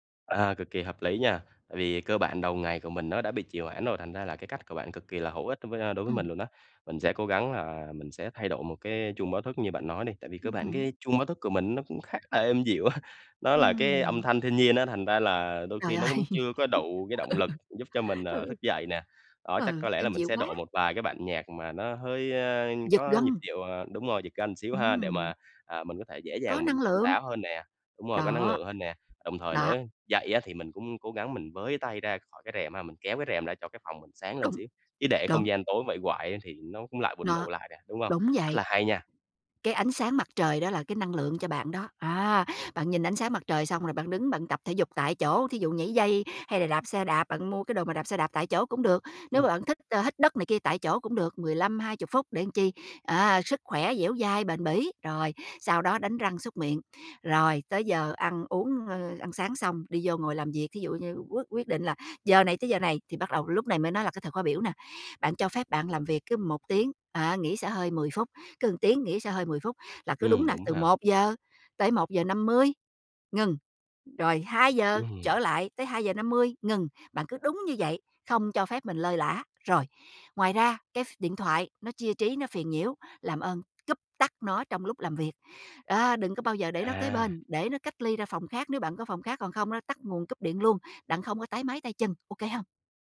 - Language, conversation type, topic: Vietnamese, advice, Làm sao để duy trì kỷ luật cá nhân trong công việc hằng ngày?
- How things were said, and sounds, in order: tapping; laughing while speaking: "ơi! Ừ"; other noise; other background noise; "một" said as "ừn"